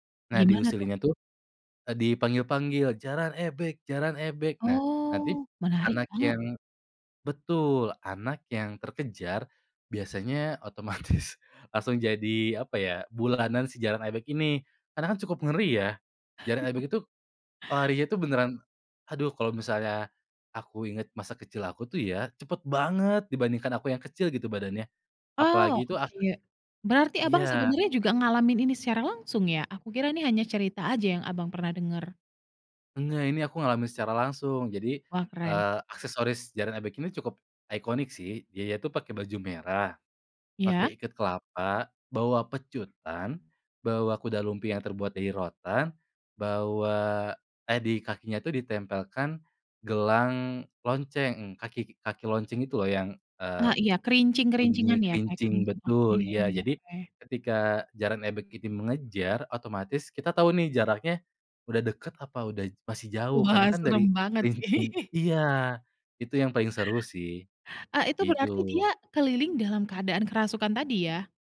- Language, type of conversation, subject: Indonesian, podcast, Bagaimana tradisi lokal di kampungmu yang berkaitan dengan pergantian musim?
- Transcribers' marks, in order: laughing while speaking: "otomatis"; chuckle; "Dia" said as "yaya"; tapping; drawn out: "oke"; laughing while speaking: "Wah"; giggle; other background noise; laughing while speaking: "kerincing"